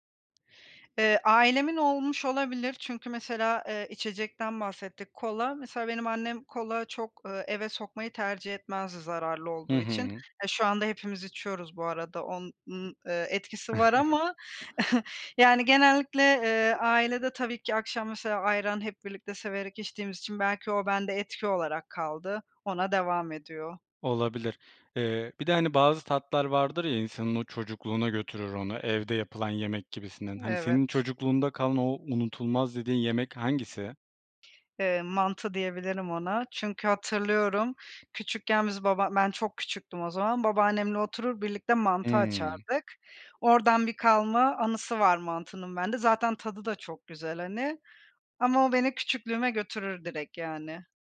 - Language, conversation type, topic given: Turkish, podcast, Hangi yemekler seni en çok kendin gibi hissettiriyor?
- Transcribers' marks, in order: tapping; other background noise; chuckle